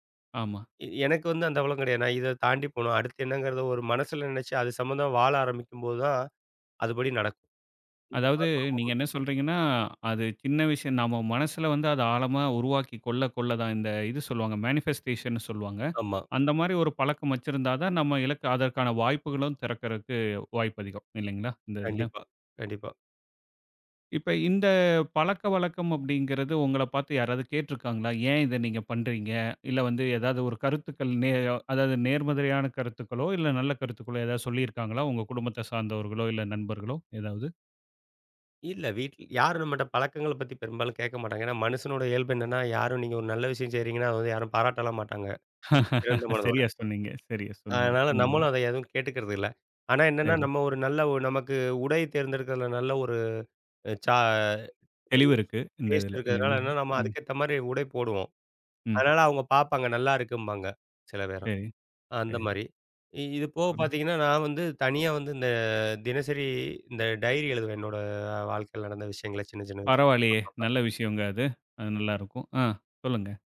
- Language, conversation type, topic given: Tamil, podcast, சிறு பழக்கங்கள் எப்படி பெரிய முன்னேற்றத்தைத் தருகின்றன?
- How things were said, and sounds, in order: "அளவெல்லாம்" said as "அவ்வளம்"; unintelligible speech; in English: "மேனிஃபஸ்டேஷண்ணு"; unintelligible speech; anticipating: "அதாவது நேர்மறையான கருத்துக்களோ, இல்ல நல்ல … இல்ல நண்பர்களோ ஏதாவது?"; laugh; background speech; unintelligible speech; other background noise